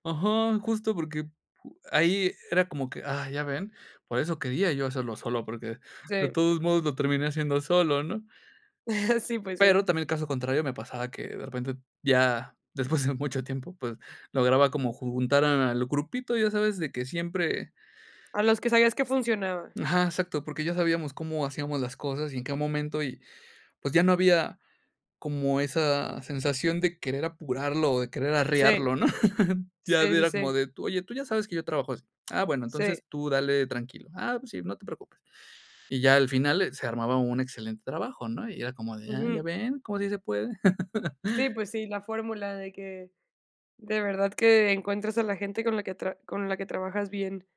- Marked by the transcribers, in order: chuckle; chuckle; chuckle
- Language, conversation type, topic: Spanish, podcast, ¿Prefieres colaborar o trabajar solo cuando haces experimentos?